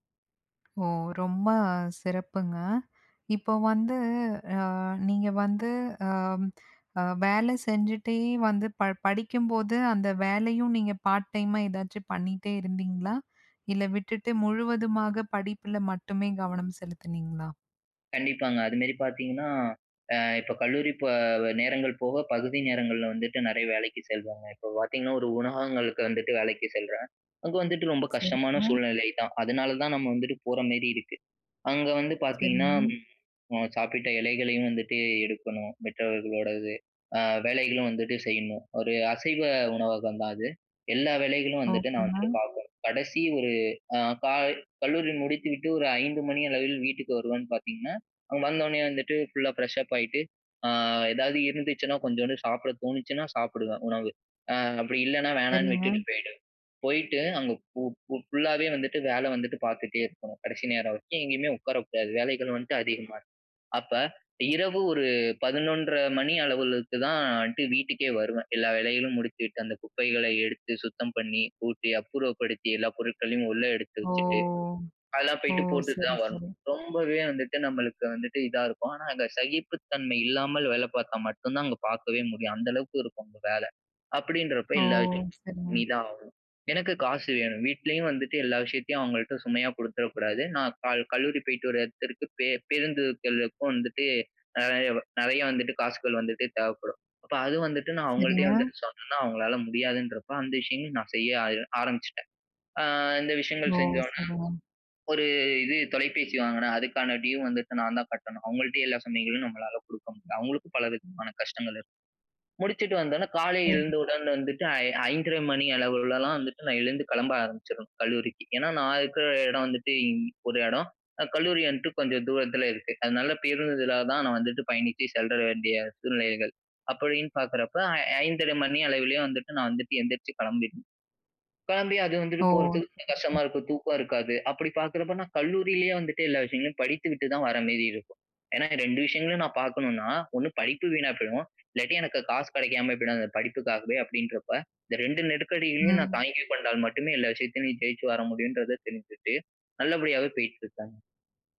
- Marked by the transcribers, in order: other background noise; in English: "பார்ட் டைமா"; "மற்றவர்களுடையது" said as "மித்தவர்களோடது"; in English: "ஃபுல்லா ஃப்ரெஷ் அப்"; drawn out: "ஓ!"; in English: "டியூ"; horn
- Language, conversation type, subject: Tamil, podcast, மீண்டும் கற்றலைத் தொடங்குவதற்கு சிறந்த முறையெது?